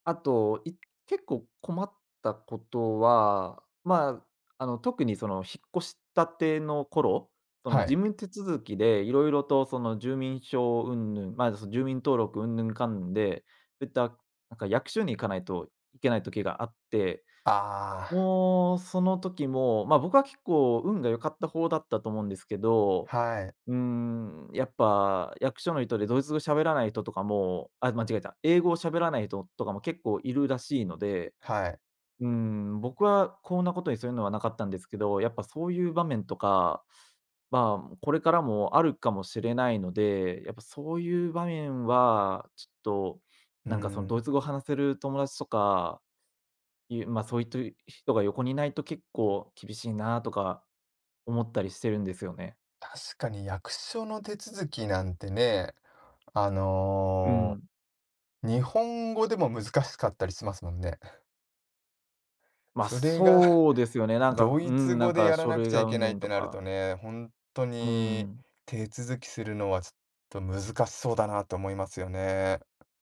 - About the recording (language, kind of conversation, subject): Japanese, advice, 言葉の壁が原因で日常生活に不安を感じることについて、どのような状況でどれくらい困っていますか？
- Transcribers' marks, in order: other background noise; other noise